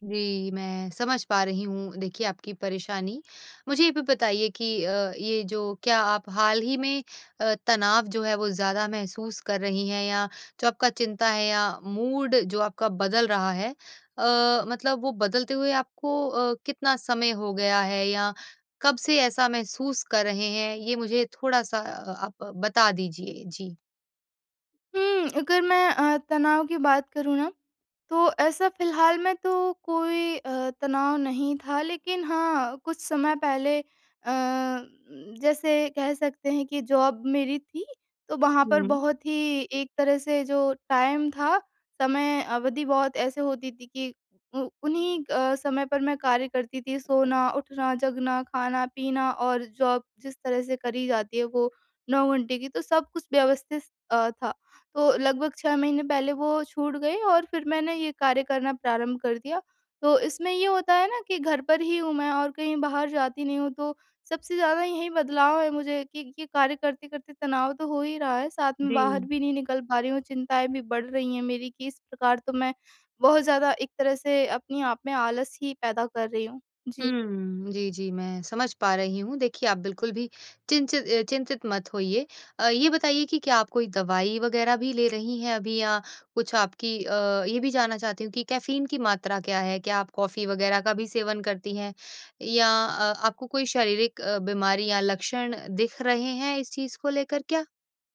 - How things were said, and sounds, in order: in English: "मूड"; tongue click; in English: "जॉब"; in English: "टाइम"; in English: "जॉब"; other background noise; "व्यवस्थित" said as "व्यवस्थिस"
- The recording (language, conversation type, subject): Hindi, advice, आराम करने के बाद भी मेरा मन थका हुआ क्यों महसूस होता है और मैं ध्यान क्यों नहीं लगा पाता/पाती?